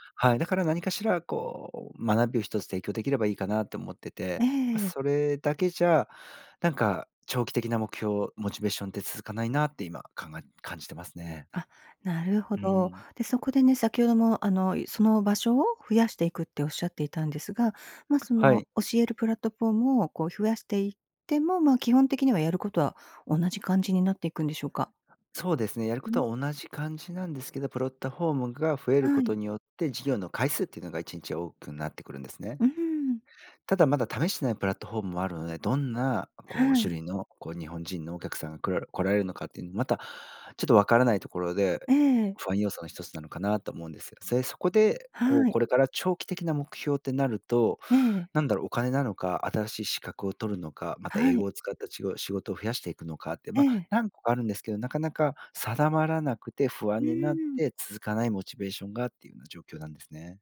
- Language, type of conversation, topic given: Japanese, advice, 長期的な目標に向けたモチベーションが続かないのはなぜですか？
- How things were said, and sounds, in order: other noise; "プラットフォーム" said as "プロッタフォーム"